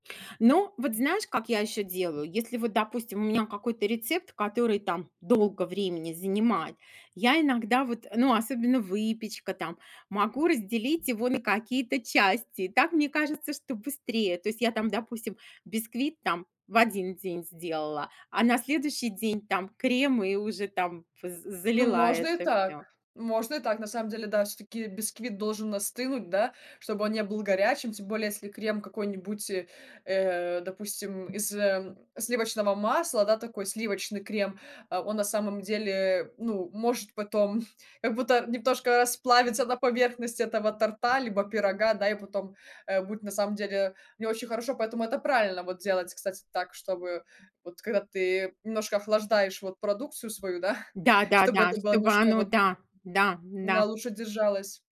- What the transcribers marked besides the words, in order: other background noise; chuckle
- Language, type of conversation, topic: Russian, podcast, Какие простые блюда вы готовите, когда у вас мало времени?